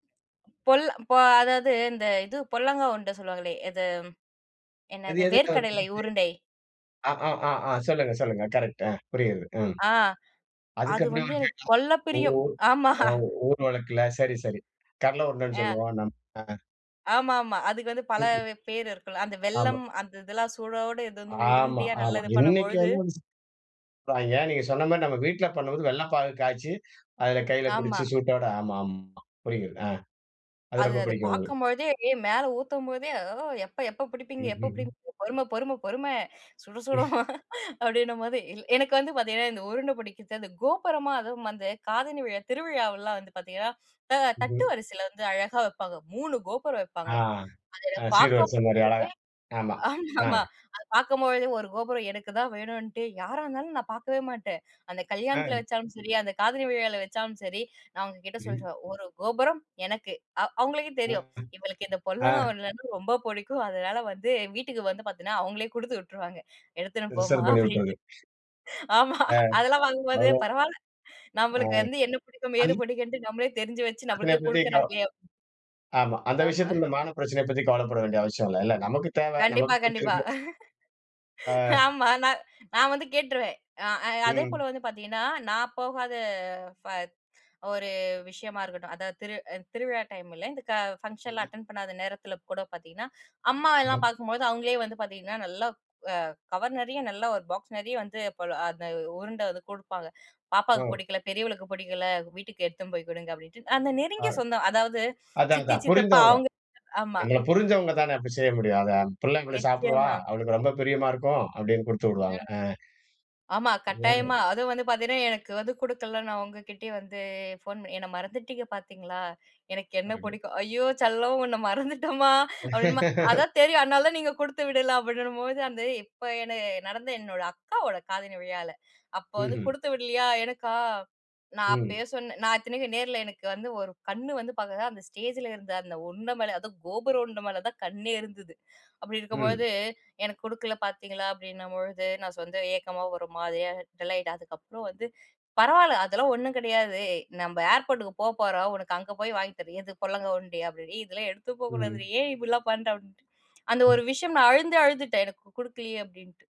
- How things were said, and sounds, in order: other noise; unintelligible speech; joyful: "அது வந்து எனக்கு கொள்ள பிரியம். ஆமா"; unintelligible speech; laughing while speaking: "ஆமா"; unintelligible speech; joyful: "அது அது பாக்கும் பொழுதே, ஏ … சுடும், அப்டின்னும் போது"; laughing while speaking: "சுடச் சுடும்"; chuckle; laughing while speaking: "குடுத்து விட்ருவாங்க"; in English: "ரிசர்வ்"; laughing while speaking: "அப்டின்னுட்டு. ஆமா, அதெல்லாம் பாக்கும் போது"; unintelligible speech; chuckle; laugh; laughing while speaking: "ஆமா, நா"; in English: "ஃபங்ஷன்ல்லாம் அட்டெண்ட்"; "யாரு" said as "ஆரு"; unintelligible speech; unintelligible speech; laugh; in English: "ஸ்டேஜில"; chuckle
- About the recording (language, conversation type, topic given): Tamil, podcast, பண்டங்களும் திருவிழாக்களும் எந்தெந்த பருவங்களோடு நெருக்கமாக இணைந்திருக்கும் என்பதை நினைத்து, உங்களுக்குப் பிடித்த ஒரு நினைவைப் பகிர முடியுமா?